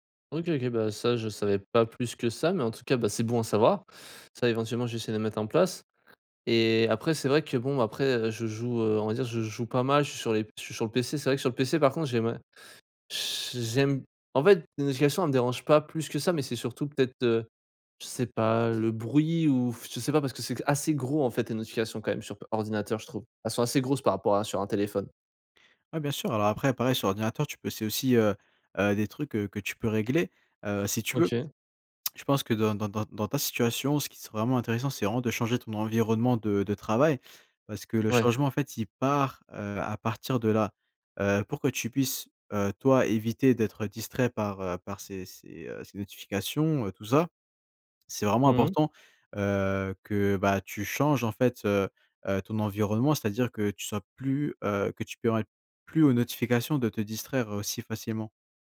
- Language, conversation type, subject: French, advice, Quelles sont tes distractions les plus fréquentes (notifications, réseaux sociaux, courriels) ?
- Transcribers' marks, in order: other background noise; tapping